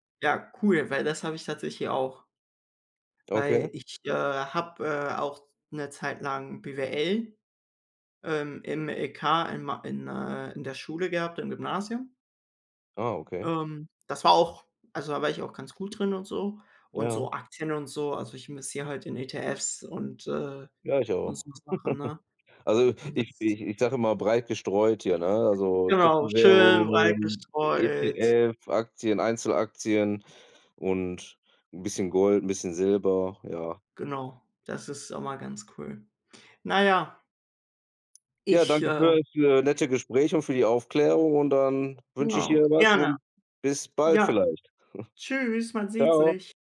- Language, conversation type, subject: German, unstructured, Wie fühlt es sich für dich an, wenn du in deinem Hobby Fortschritte machst?
- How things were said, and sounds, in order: other background noise; chuckle; chuckle